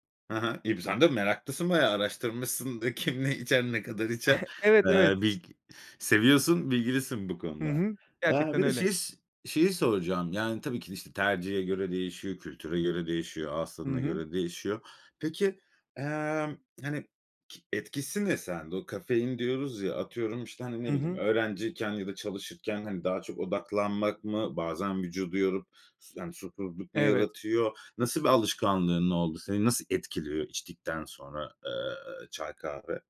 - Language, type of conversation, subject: Turkish, podcast, Kahve veya çay demleme ritüelin nasıl?
- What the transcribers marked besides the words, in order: chuckle